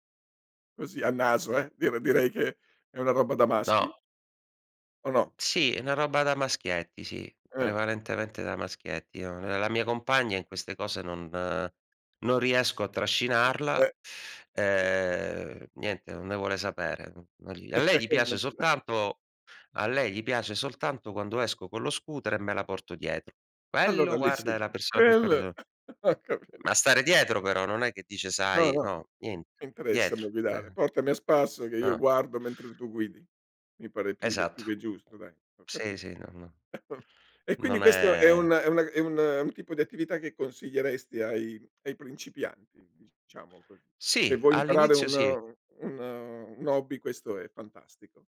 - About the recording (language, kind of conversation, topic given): Italian, podcast, C’è un piccolo progetto che consiglieresti a chi è alle prime armi?
- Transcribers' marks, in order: other noise; other background noise; chuckle; laughing while speaking: "Immaginav"; unintelligible speech; laughing while speaking: "ho capit"; chuckle